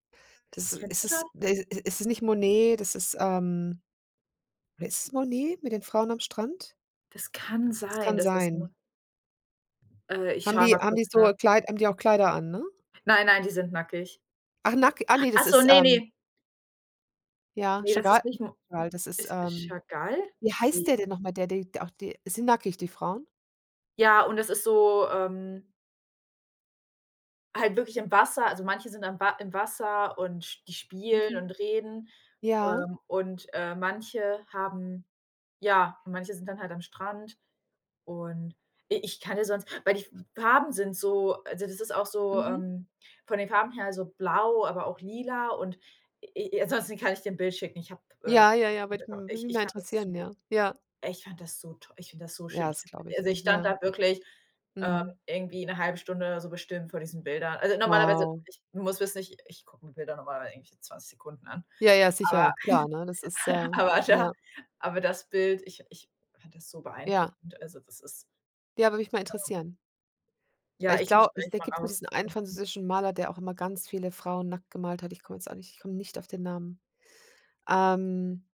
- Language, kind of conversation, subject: German, unstructured, Was macht dir an deinem Beruf am meisten Spaß?
- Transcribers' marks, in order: other background noise; giggle; laughing while speaking: "aber da"; other noise